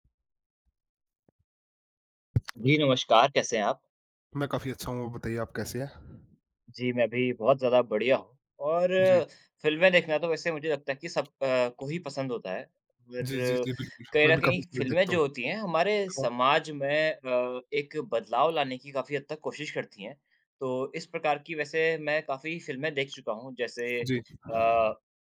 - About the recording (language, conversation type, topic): Hindi, unstructured, क्या फिल्में समाज में बदलाव लाने में मदद करती हैं?
- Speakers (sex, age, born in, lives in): male, 20-24, India, India; male, 20-24, India, India
- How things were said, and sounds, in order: tapping